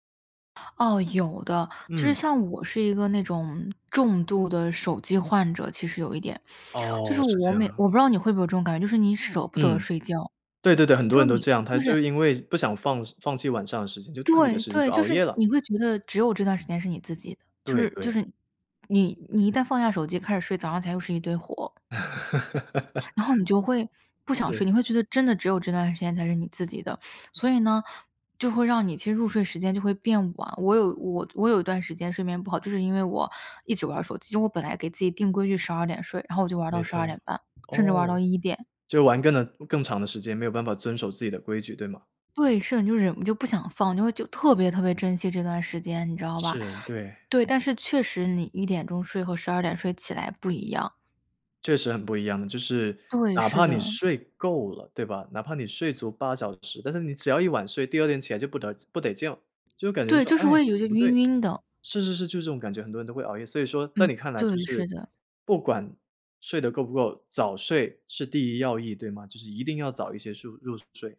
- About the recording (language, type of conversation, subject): Chinese, podcast, 睡眠不好时你通常怎么办？
- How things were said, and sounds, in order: other background noise; laugh